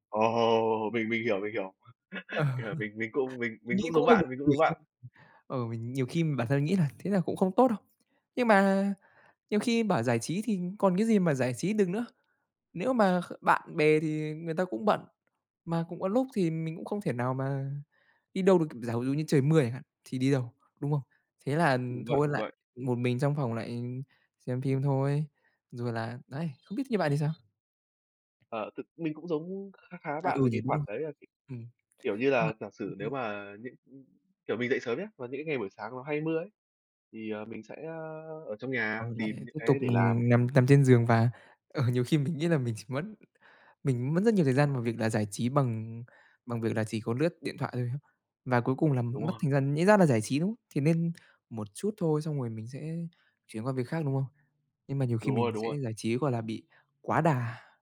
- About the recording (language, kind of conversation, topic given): Vietnamese, unstructured, Bạn thường làm gì để thư giãn sau một ngày làm việc căng thẳng?
- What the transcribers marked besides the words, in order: laugh; laughing while speaking: "Ờ"; tapping; horn; laughing while speaking: "ờ"